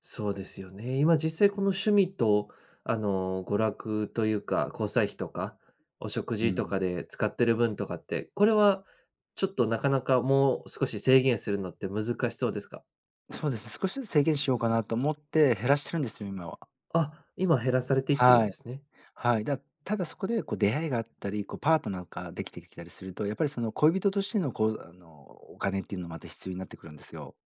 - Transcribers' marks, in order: other background noise
- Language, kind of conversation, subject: Japanese, advice, 貯金する習慣や予算を立てる習慣が身につかないのですが、どうすれば続けられますか？
- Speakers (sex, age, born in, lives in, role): male, 30-34, Japan, Japan, advisor; male, 40-44, Japan, Japan, user